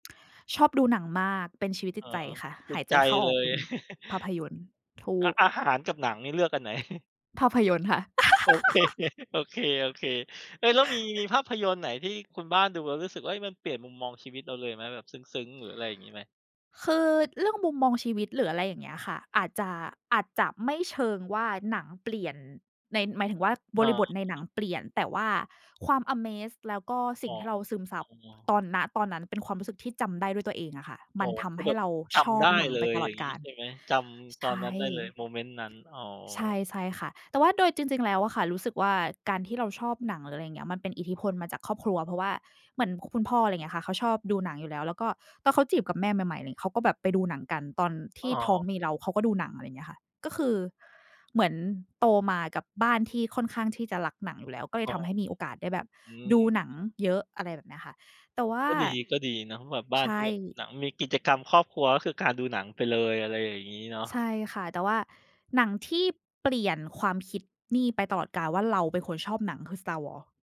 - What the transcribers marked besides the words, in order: tapping; chuckle; chuckle; laughing while speaking: "โอเค"; chuckle; laugh; other background noise; in English: "Amaze"
- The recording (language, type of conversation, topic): Thai, unstructured, ภาพยนตร์เรื่องไหนที่เปลี่ยนมุมมองต่อชีวิตของคุณ?